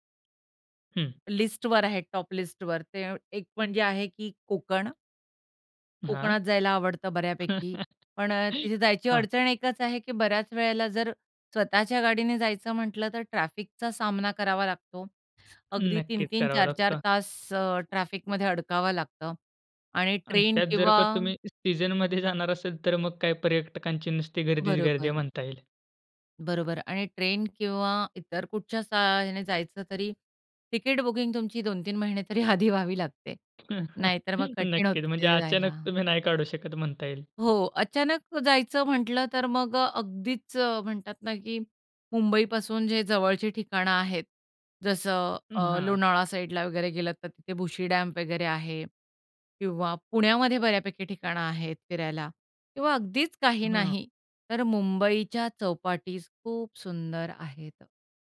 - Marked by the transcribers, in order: in English: "टॉप"; chuckle; tapping; chuckle; laughing while speaking: "नक्कीच"
- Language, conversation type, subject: Marathi, podcast, निसर्गात वेळ घालवण्यासाठी तुमची सर्वात आवडती ठिकाणे कोणती आहेत?